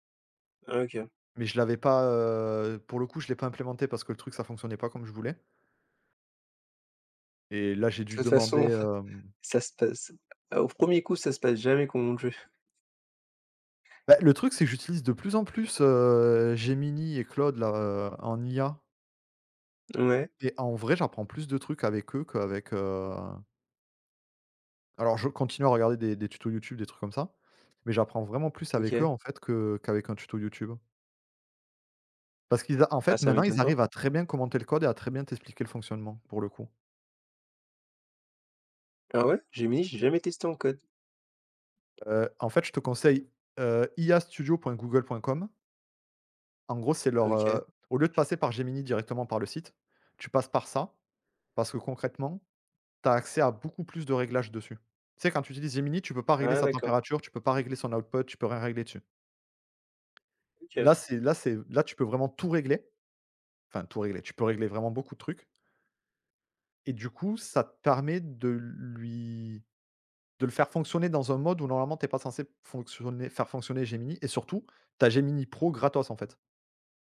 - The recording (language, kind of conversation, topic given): French, unstructured, Comment la technologie change-t-elle notre façon d’apprendre aujourd’hui ?
- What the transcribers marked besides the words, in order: chuckle; tapping; other background noise; in English: "output"